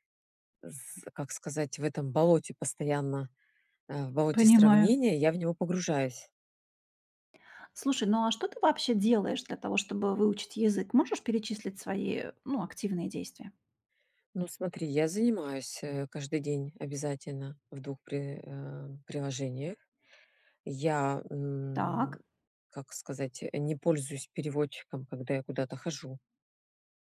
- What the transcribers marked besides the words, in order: none
- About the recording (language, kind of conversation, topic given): Russian, advice, Почему я постоянно сравниваю свои достижения с достижениями друзей и из-за этого чувствую себя хуже?